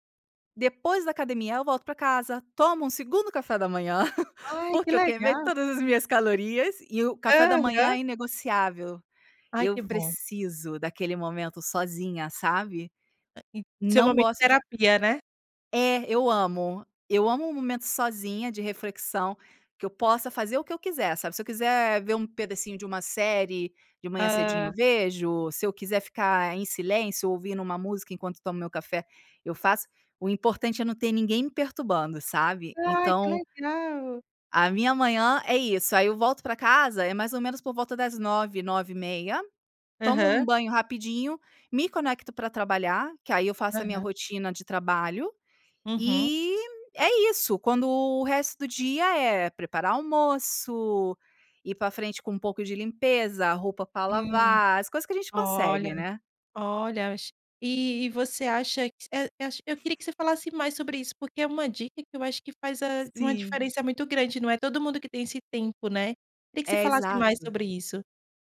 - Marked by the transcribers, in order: chuckle
- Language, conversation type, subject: Portuguese, podcast, Como você integra o trabalho remoto à rotina doméstica?